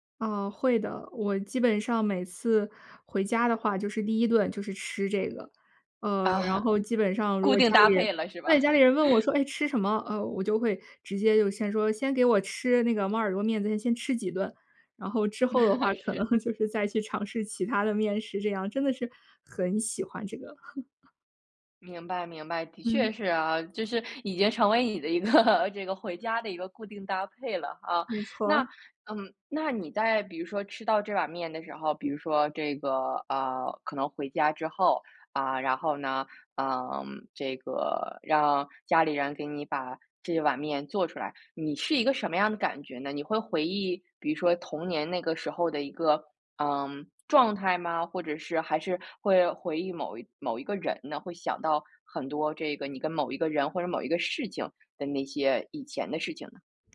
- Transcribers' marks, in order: laugh; laugh; laughing while speaking: "是"; laugh; laughing while speaking: "个"; tapping
- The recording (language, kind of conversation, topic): Chinese, podcast, 你能分享一道让你怀念的童年味道吗？